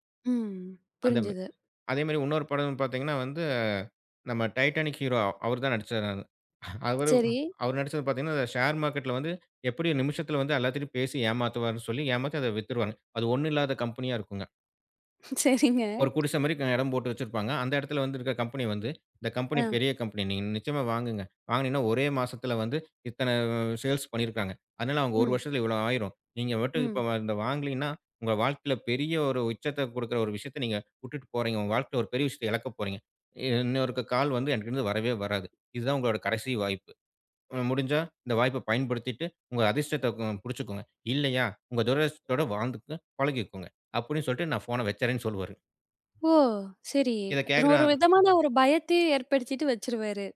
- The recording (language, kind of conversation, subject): Tamil, podcast, நீங்கள் சுயமதிப்பை வளர்த்துக்கொள்ள என்ன செய்தீர்கள்?
- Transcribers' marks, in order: laughing while speaking: "சரிங்க"; tapping; in English: "சேல்ஸ்"